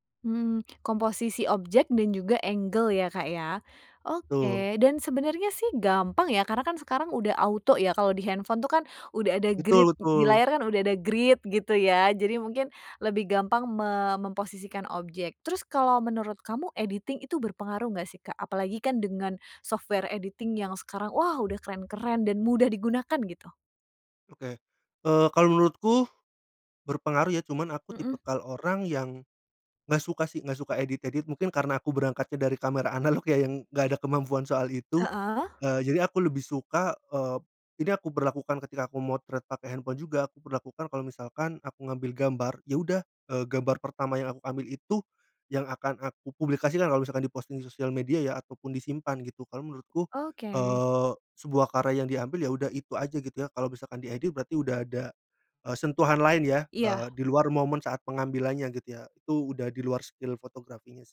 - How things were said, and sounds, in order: in English: "angle"; other background noise; in English: "editing"; in English: "software editing"; tapping; laughing while speaking: "analog"; in English: "skill"
- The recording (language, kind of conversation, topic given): Indonesian, podcast, Bagaimana Anda mulai belajar fotografi dengan ponsel pintar?